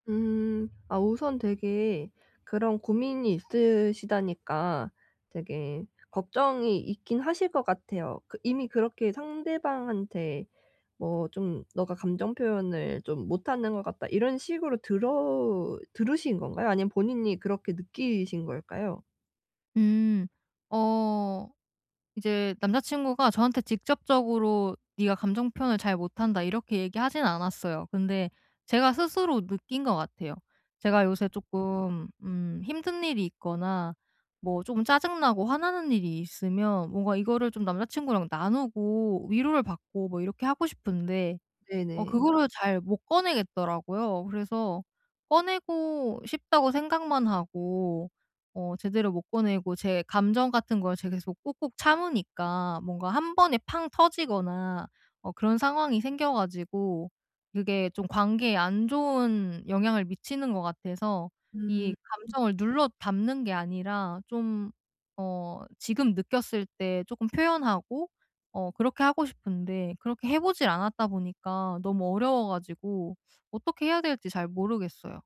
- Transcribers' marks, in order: tapping; inhale
- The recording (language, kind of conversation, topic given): Korean, advice, 파트너에게 내 감정을 더 잘 표현하려면 어떻게 시작하면 좋을까요?